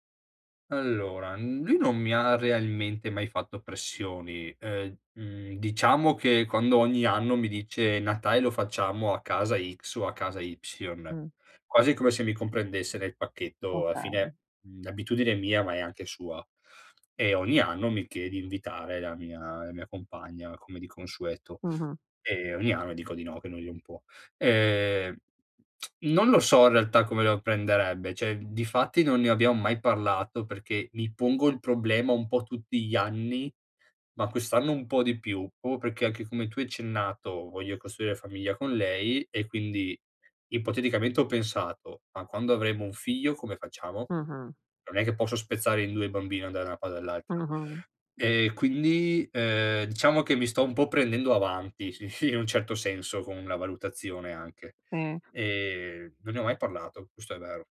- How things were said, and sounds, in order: tsk; "cioè" said as "ceh"; "proprio" said as "prpo"; laughing while speaking: "in un"; other background noise
- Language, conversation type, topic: Italian, advice, Come posso rispettare le tradizioni di famiglia mantenendo la mia indipendenza personale?
- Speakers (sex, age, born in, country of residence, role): female, 35-39, Italy, United States, advisor; male, 30-34, Italy, Italy, user